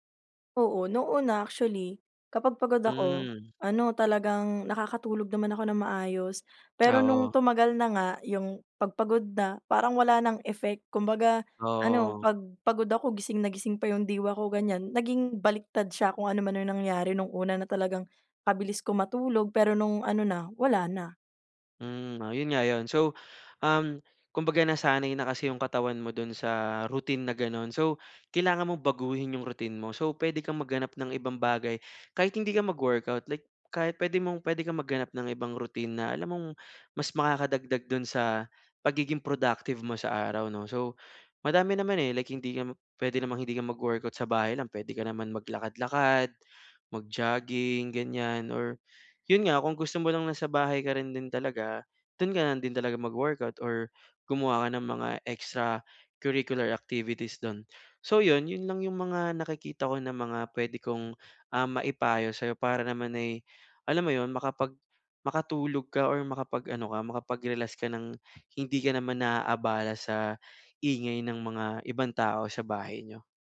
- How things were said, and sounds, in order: in English: "extra curricular activities"
- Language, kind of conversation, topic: Filipino, advice, Paano ako makakapagpahinga at makarelaks kung madalas akong naaabala ng ingay o mga alalahanin?